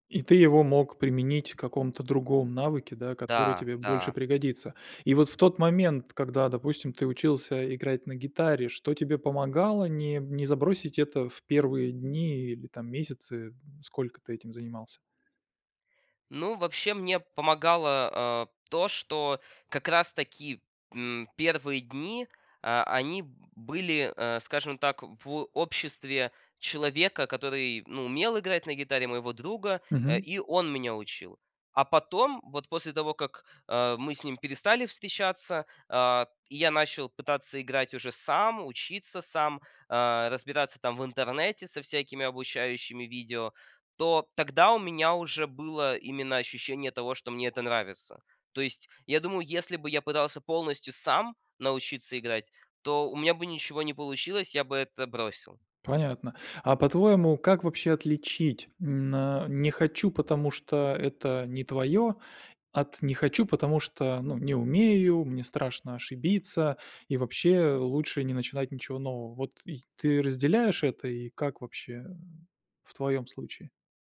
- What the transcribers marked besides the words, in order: tapping
- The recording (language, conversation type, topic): Russian, podcast, Как научиться учиться тому, что совсем не хочется?